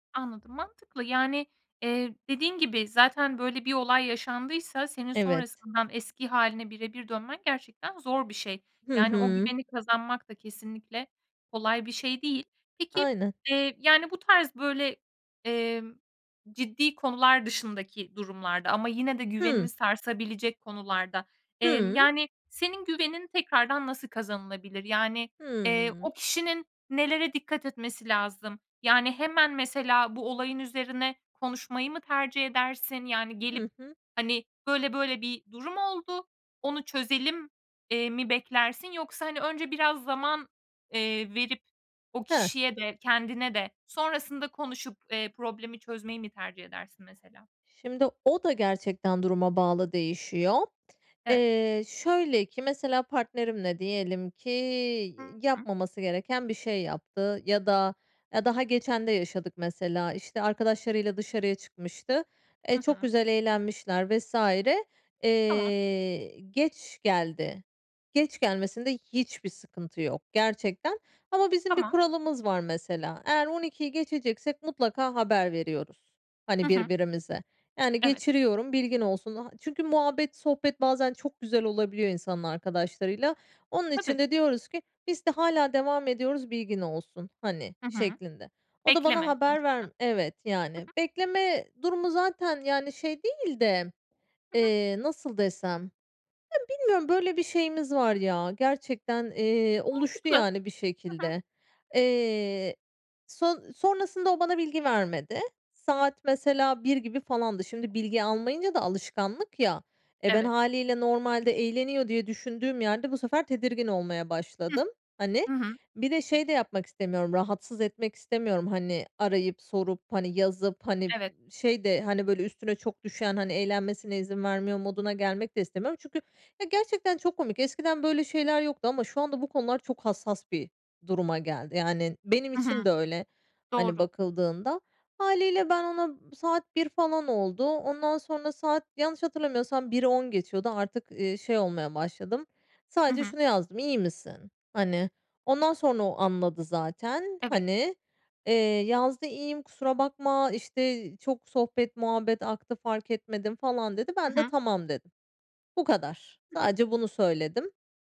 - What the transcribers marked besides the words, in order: other background noise; other noise
- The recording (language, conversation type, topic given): Turkish, podcast, Güveni yeniden kazanmak mümkün mü, nasıl olur sence?